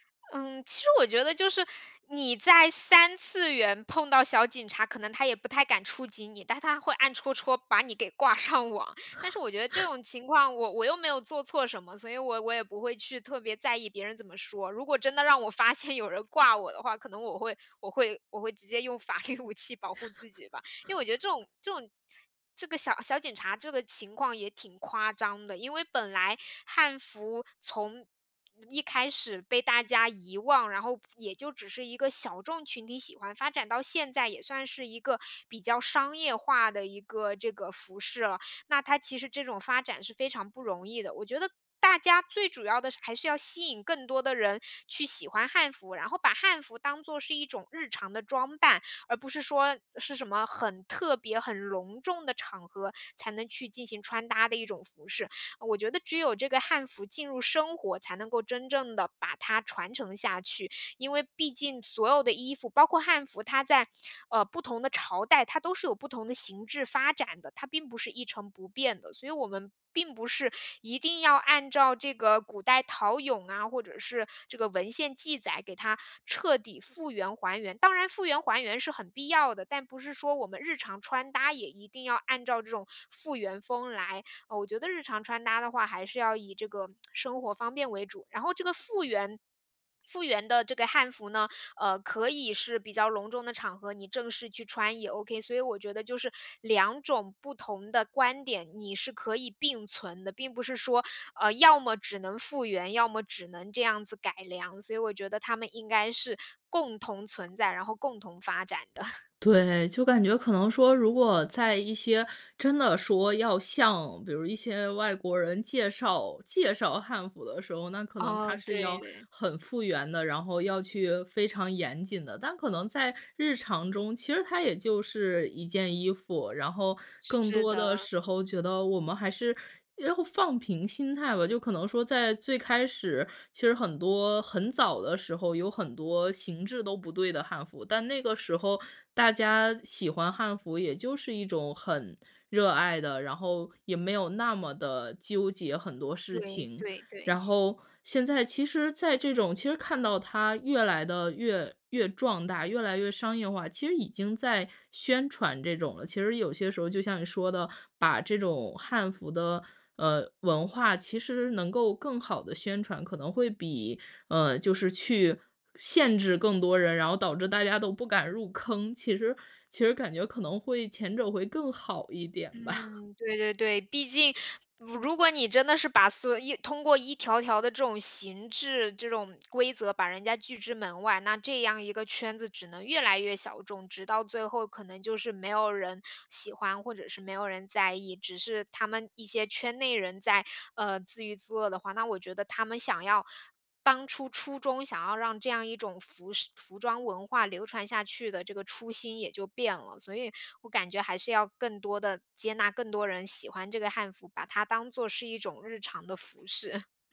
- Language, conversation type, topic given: Chinese, podcast, 你平常是怎么把传统元素和潮流风格混搭在一起的？
- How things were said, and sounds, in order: laughing while speaking: "上"; laugh; tapping; laughing while speaking: "现"; laugh; laughing while speaking: "律武器"; tsk; chuckle; laughing while speaking: "吧"; laughing while speaking: "饰"